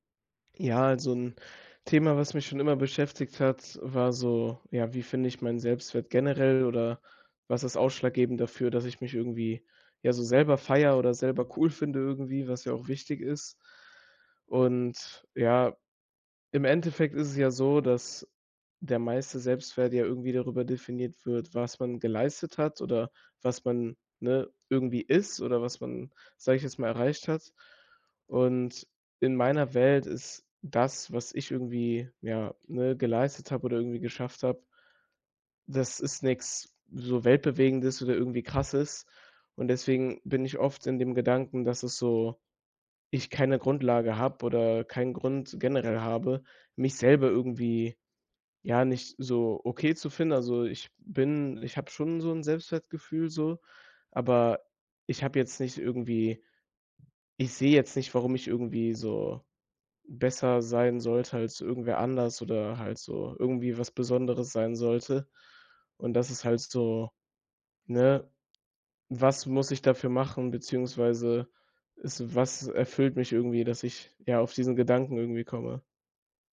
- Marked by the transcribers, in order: other background noise
- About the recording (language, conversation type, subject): German, advice, Wie finde ich meinen Selbstwert unabhängig von Leistung, wenn ich mich stark über die Arbeit definiere?